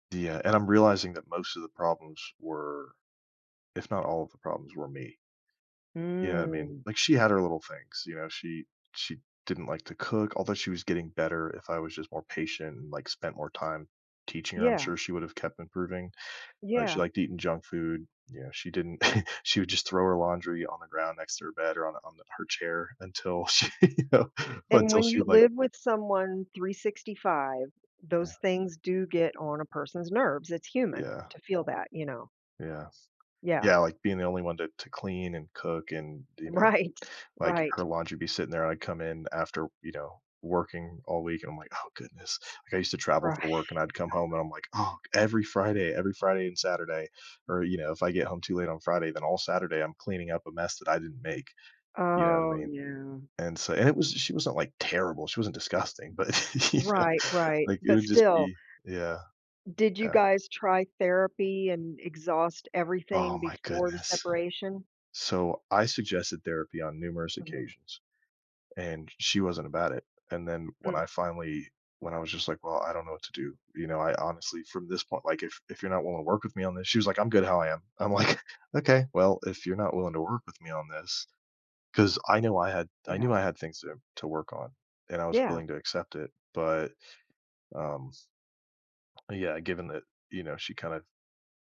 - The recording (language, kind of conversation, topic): English, advice, How can I rebuild my self-worth and confidence after a breakup?
- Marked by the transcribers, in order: chuckle; laughing while speaking: "she, you know"; tapping; laughing while speaking: "Right"; laughing while speaking: "Right"; other background noise; laughing while speaking: "but, you know"; laughing while speaking: "like"